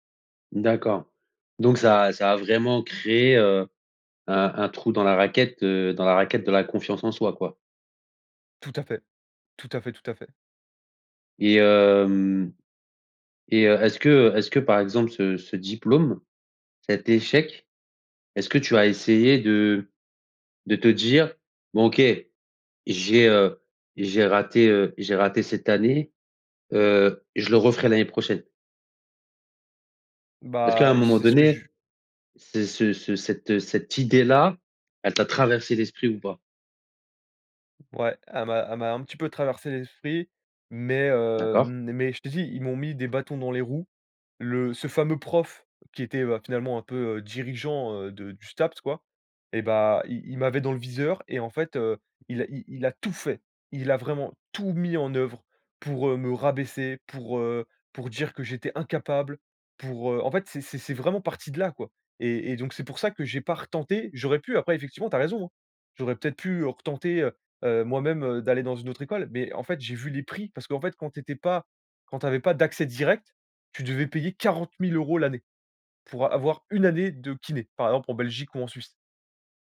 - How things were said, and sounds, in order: tapping; stressed: "tout"; stressed: "tout"; stressed: "quarante mille euros l'année"
- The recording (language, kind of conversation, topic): French, advice, Comment votre confiance en vous s’est-elle effondrée après une rupture ou un échec personnel ?